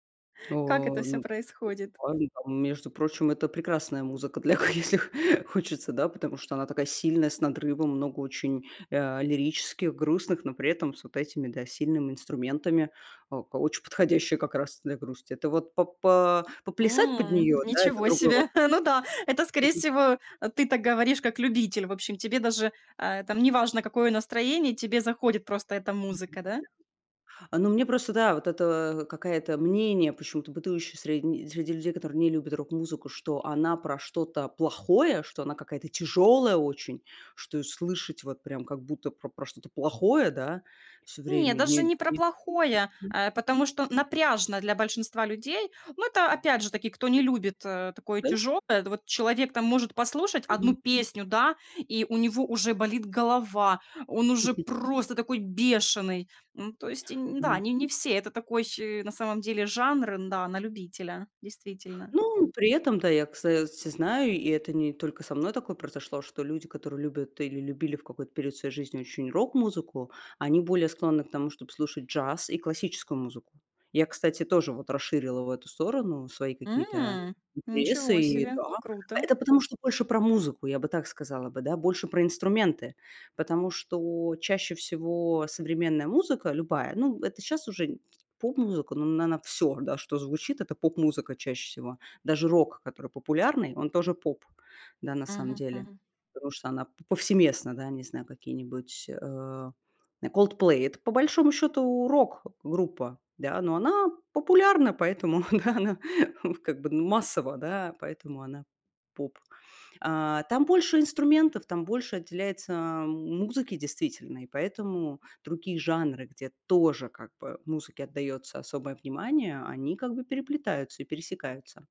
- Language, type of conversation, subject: Russian, podcast, Как за годы изменился твой музыкальный вкус, если честно?
- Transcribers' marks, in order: tapping; unintelligible speech; chuckle; unintelligible speech; other background noise; chuckle; laughing while speaking: "да она как бы ну массово, да"